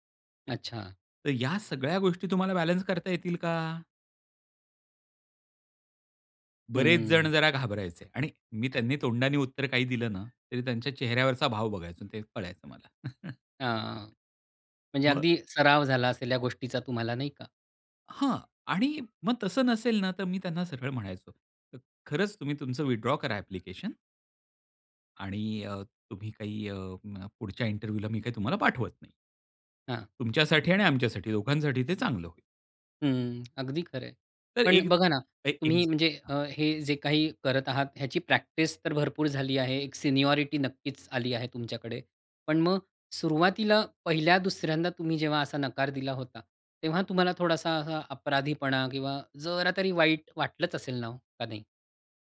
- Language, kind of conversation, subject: Marathi, podcast, नकार देताना तुम्ही कसे बोलता?
- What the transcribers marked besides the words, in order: other background noise; chuckle; other noise; in English: "विथड्रॉ"; in English: "इंटरव्ह्यूला"; tapping